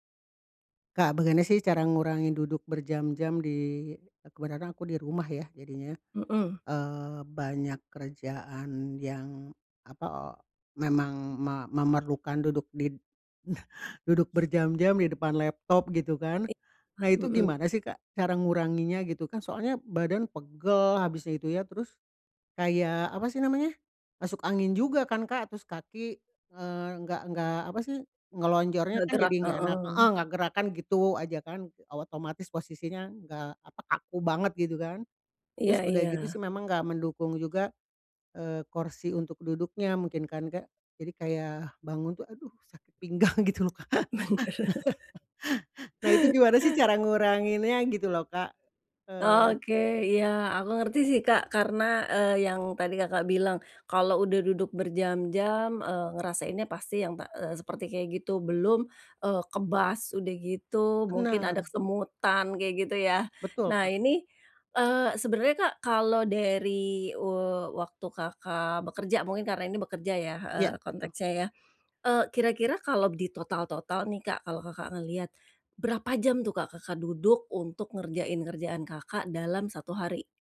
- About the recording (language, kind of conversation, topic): Indonesian, advice, Bagaimana cara mengurangi kebiasaan duduk berjam-jam di kantor atau di rumah?
- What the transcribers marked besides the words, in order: "bagaimana" said as "begana"; chuckle; other background noise; laughing while speaking: "Bener"; laughing while speaking: "pinggang"; chuckle; laugh